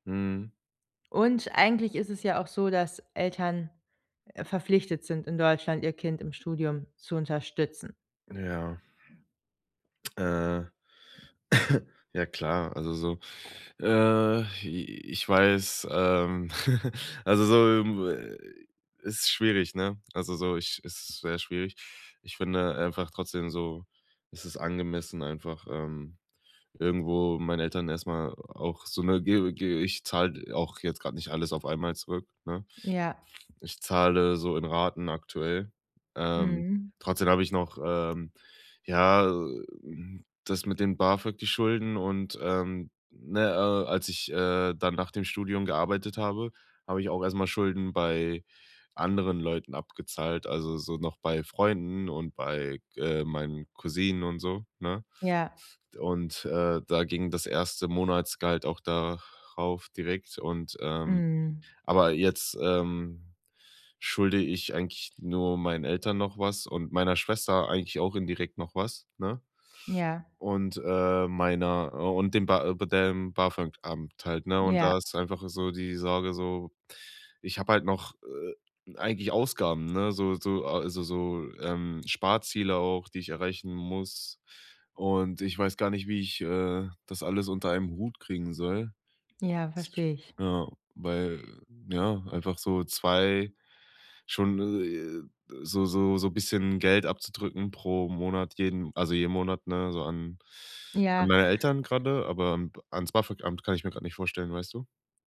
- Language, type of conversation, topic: German, advice, Wie kann ich meine Schulden unter Kontrolle bringen und wieder finanziell sicher werden?
- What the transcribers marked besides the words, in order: lip smack; cough; other background noise; chuckle; other noise; drawn out: "ja"; unintelligible speech; drawn out: "äh"